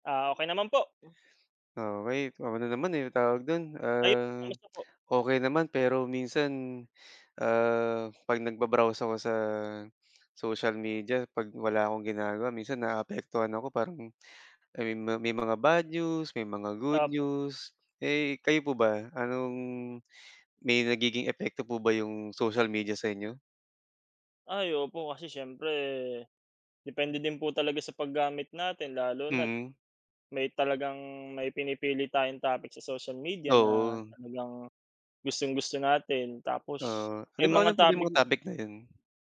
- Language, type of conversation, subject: Filipino, unstructured, Paano mo tinitingnan ang epekto ng social media sa kalusugan ng isip?
- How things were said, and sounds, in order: other background noise